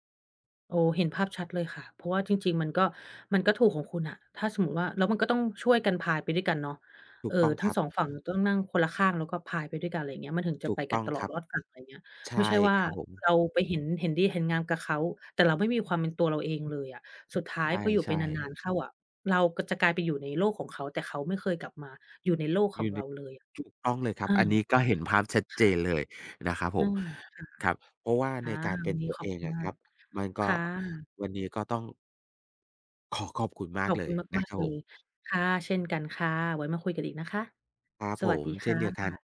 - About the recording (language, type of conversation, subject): Thai, unstructured, คุณแสดงความเป็นตัวเองในชีวิตประจำวันอย่างไร?
- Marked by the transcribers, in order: other background noise